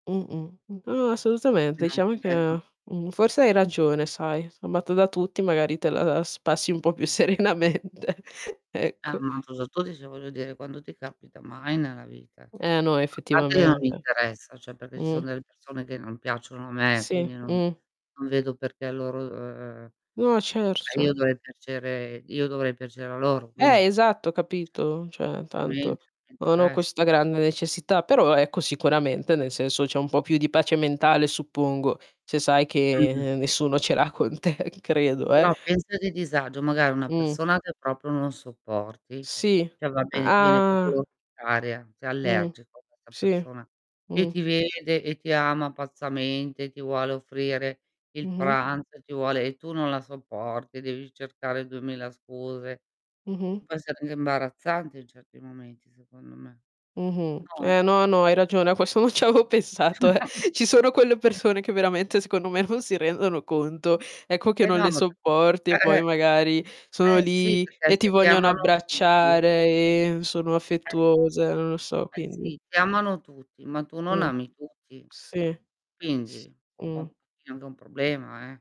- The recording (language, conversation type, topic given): Italian, unstructured, Preferiresti essere un genio incompreso o una persona comune amata da tutti?
- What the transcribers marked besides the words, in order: distorted speech; laughing while speaking: "più serenamente"; unintelligible speech; tapping; "cioè" said as "ceh"; laughing while speaking: "con te"; "proprio" said as "propio"; "cioè" said as "ceh"; drawn out: "Ah"; "proprio" said as "popio"; other background noise; laughing while speaking: "non ci avevo pensato, eh"; chuckle